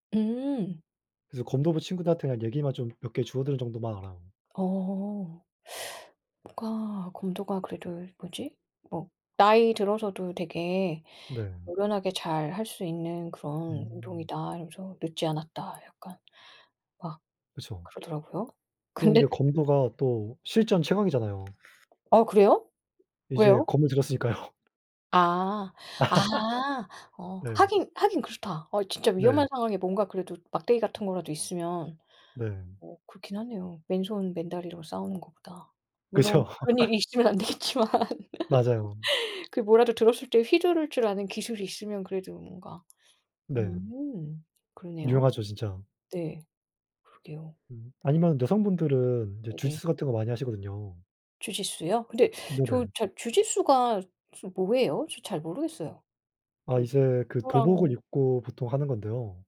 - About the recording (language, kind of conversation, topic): Korean, unstructured, 취미를 하다가 가장 놀랐던 순간은 언제였나요?
- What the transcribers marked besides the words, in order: tapping; "친구가" said as "구가"; other background noise; surprised: "아 그래요?"; laughing while speaking: "들었으니까요"; laugh; laughing while speaking: "그쵸"; laugh; laughing while speaking: "그런 일이 있으면 안 되겠지만"; laugh